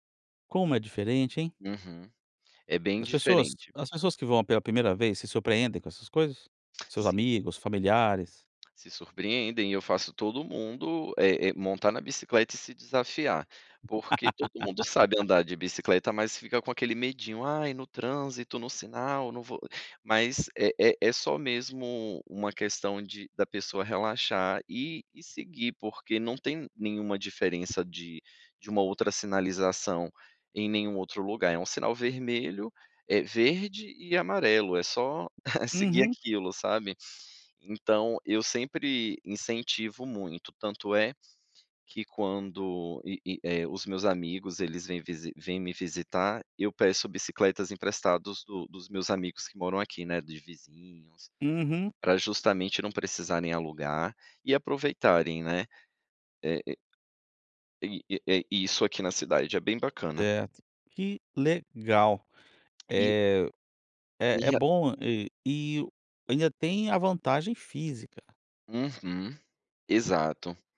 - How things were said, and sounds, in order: other background noise; tapping; laugh; laugh; tongue click
- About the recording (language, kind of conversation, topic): Portuguese, podcast, Como o ciclo das chuvas afeta seu dia a dia?